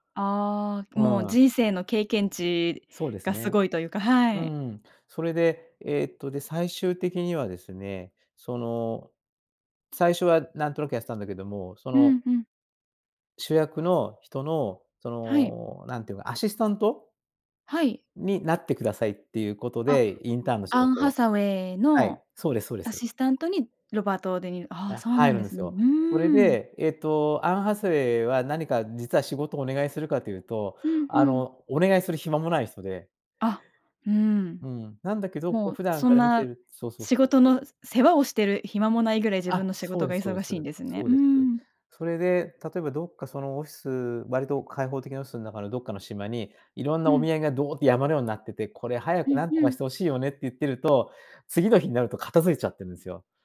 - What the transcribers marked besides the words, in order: none
- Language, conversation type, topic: Japanese, podcast, どの映画のシーンが一番好きですか？